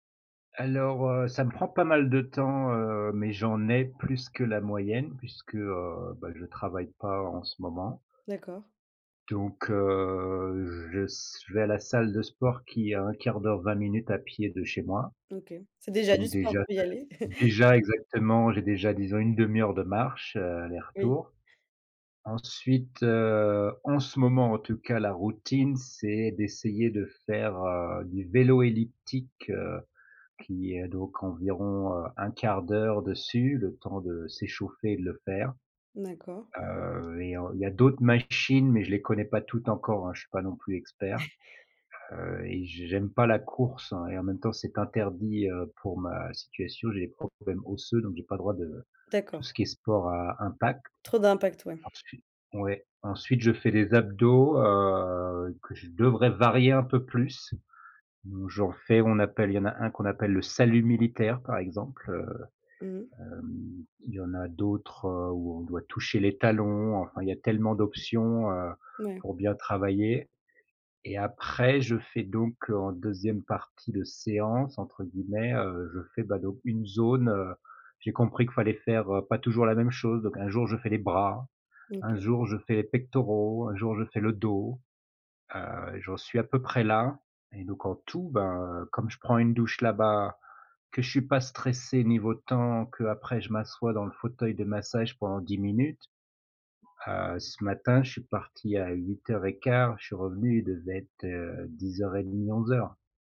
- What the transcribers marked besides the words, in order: drawn out: "heu"; other background noise; chuckle; stressed: "en"; chuckle; tapping; stressed: "tout"; alarm
- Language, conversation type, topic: French, podcast, Quel loisir te passionne en ce moment ?